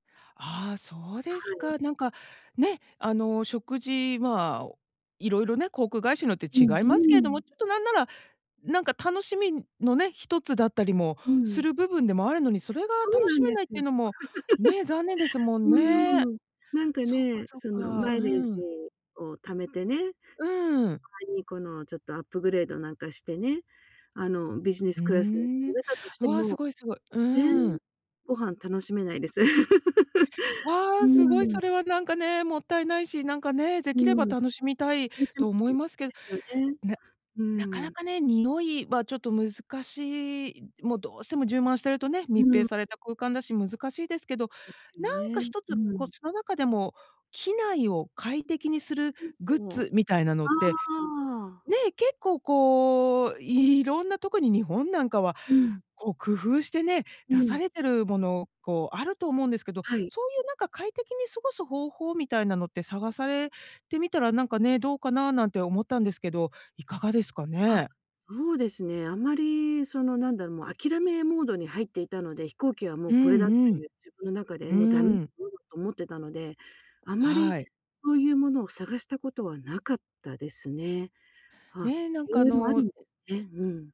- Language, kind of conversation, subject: Japanese, advice, 知らない場所で不安を感じたとき、どうすれば落ち着けますか？
- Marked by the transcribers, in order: laugh; laugh; unintelligible speech